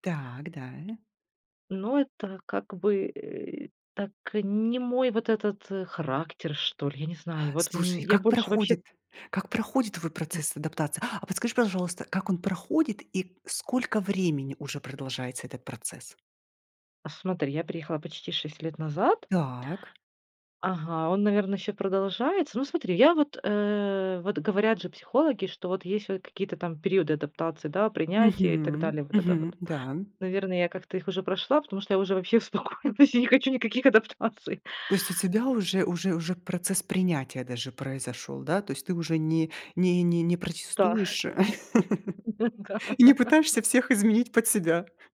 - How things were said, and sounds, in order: anticipating: "Слушай, и как проходит? Как проходит твой процесс адаптации? А подскажи, пожалуйста"; other background noise; laughing while speaking: "вообще успокоилась, я не хочу никаких адаптаций"; laugh; laughing while speaking: "и не пытаешься всех изменить под себя"; laughing while speaking: "Н-да"
- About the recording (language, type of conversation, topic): Russian, podcast, Чувствуешь ли ты, что тебе приходится выбирать между двумя культурами?